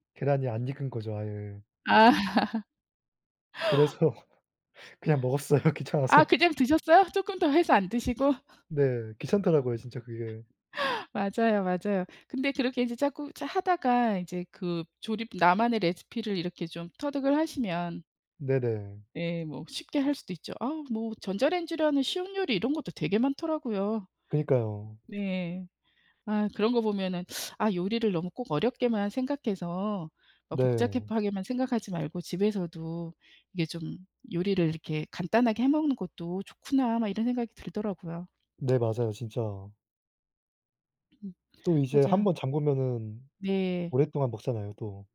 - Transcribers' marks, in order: laugh; laughing while speaking: "그래서"; laughing while speaking: "먹었어요 귀찮아서"; laugh; "복잡하게만" said as "복자켑하게만"
- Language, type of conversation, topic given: Korean, unstructured, 집에서 요리해 먹는 것과 외식하는 것 중 어느 쪽이 더 좋으신가요?